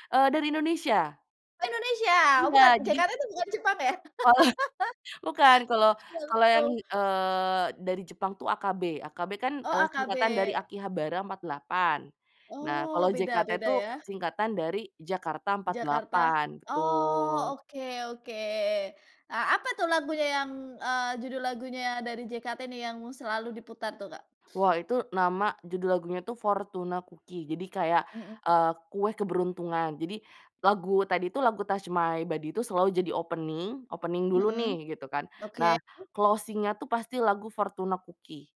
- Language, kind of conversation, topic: Indonesian, podcast, Lagu apa yang selalu kamu pilih untuk dinyanyikan saat karaoke?
- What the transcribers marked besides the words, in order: laughing while speaking: "Kalau"; laugh; in English: "opening, opening"; in English: "closing-nya"; other background noise